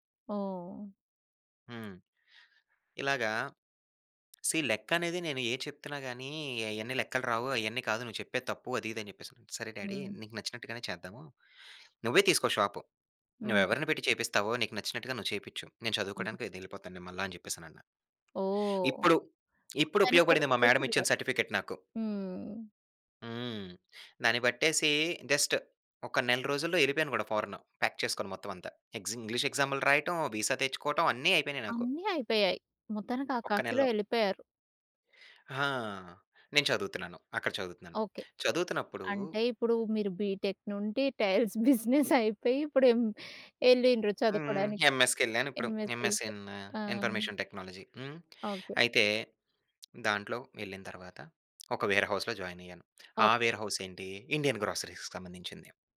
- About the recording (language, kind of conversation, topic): Telugu, podcast, నీవు అనుకున్న దారిని వదిలి కొత్త దారిని ఎప్పుడు ఎంచుకున్నావు?
- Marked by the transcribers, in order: in English: "సీ"; in English: "డ్యాడీ"; in English: "సర్టిఫికెట్"; in English: "జస్ట్"; in English: "ప్యాక్"; in English: "వీ‌సా"; in English: "బీటెక్"; chuckle; in English: "టైల్స్ బిజినెస్"; in English: "ఎంఎస్‌కి"; in English: "ఎంఎస్ ఇన్ ఇన్ఫర్మేషన్ టెక్నాలజీ"; other noise; in English: "వేర్‌హౌస్‌లో జాయిన్"; in English: "వేర్‌హౌస్"; in English: "ఇండియన్ గ్రోసరీస్‌కి"